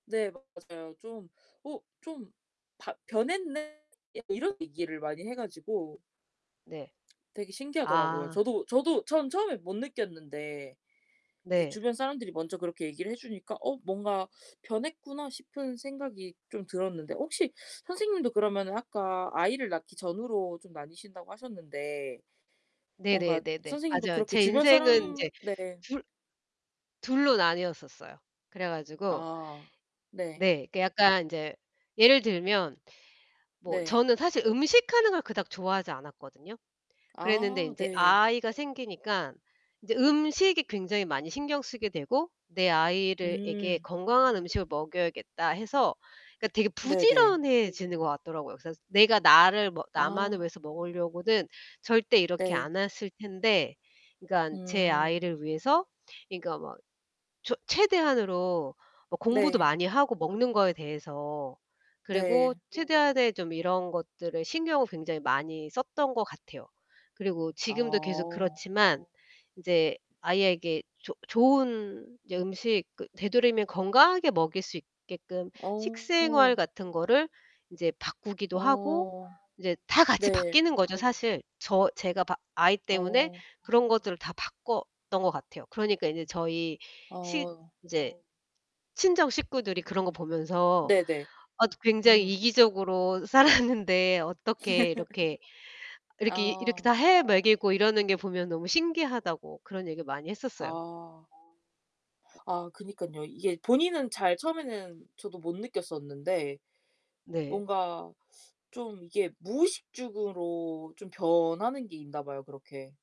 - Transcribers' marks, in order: distorted speech; other background noise; "했을" said as "핬을"; background speech; laughing while speaking: "살았는데"; laugh; "무의식적으로" said as "무의식죽으로"
- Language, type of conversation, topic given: Korean, unstructured, 인생에서 가장 놀랐던 경험은 무엇인가요?